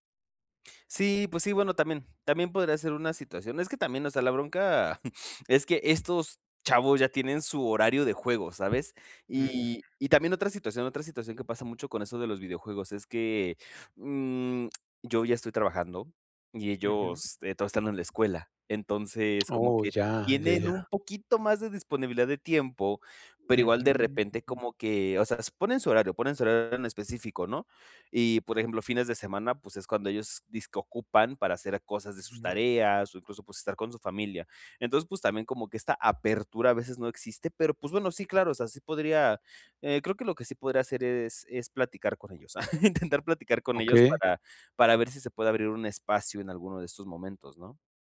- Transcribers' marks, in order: chuckle; other noise; chuckle
- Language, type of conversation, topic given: Spanish, advice, ¿Cómo puedo hacer tiempo para mis hobbies personales?